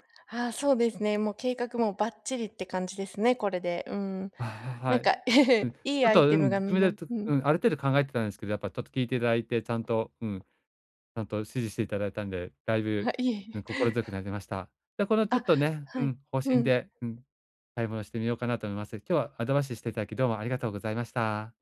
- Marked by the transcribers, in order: other background noise; chuckle; "アドバイス" said as "アドバイシ"
- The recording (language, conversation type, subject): Japanese, advice, 買い物で良いアイテムを見つけるにはどうすればいいですか？